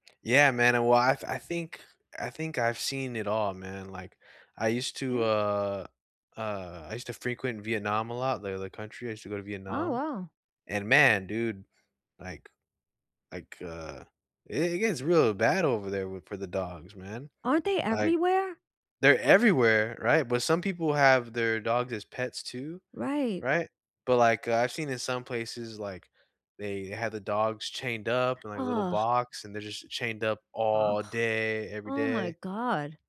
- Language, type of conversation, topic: English, unstructured, How should we respond to people who neglect their pets?
- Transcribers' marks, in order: groan